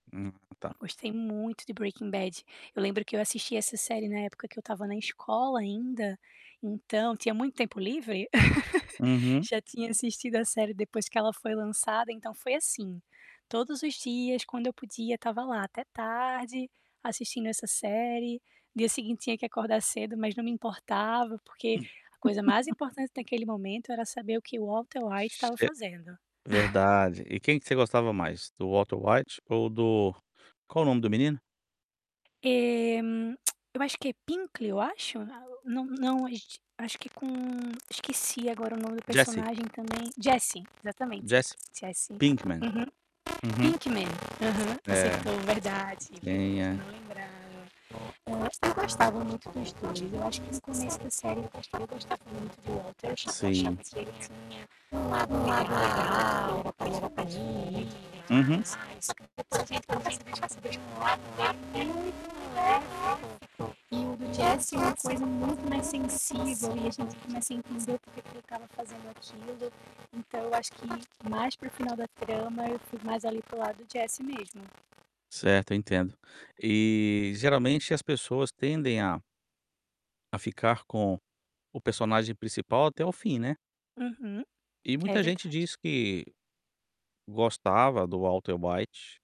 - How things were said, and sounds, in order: chuckle; laugh; tapping; chuckle; tongue click; mechanical hum; other background noise; unintelligible speech; unintelligible speech; static
- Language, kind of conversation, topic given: Portuguese, podcast, Como você escolhe uma série para maratonar hoje em dia?